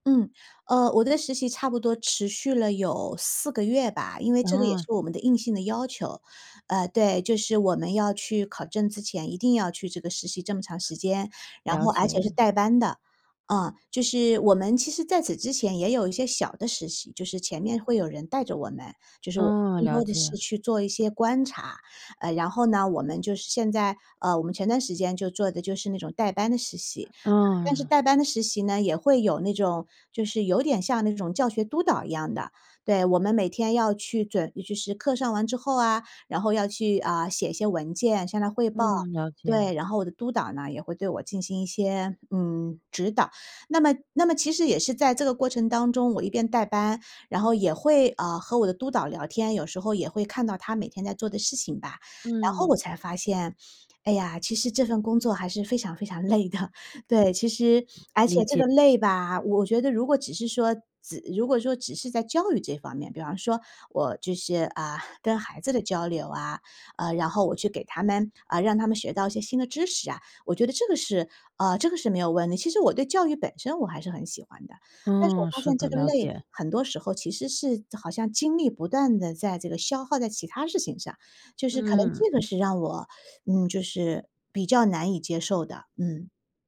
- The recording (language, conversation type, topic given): Chinese, advice, 我长期对自己的职业方向感到迷茫，该怎么办？
- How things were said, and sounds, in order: other background noise; laughing while speaking: "累的"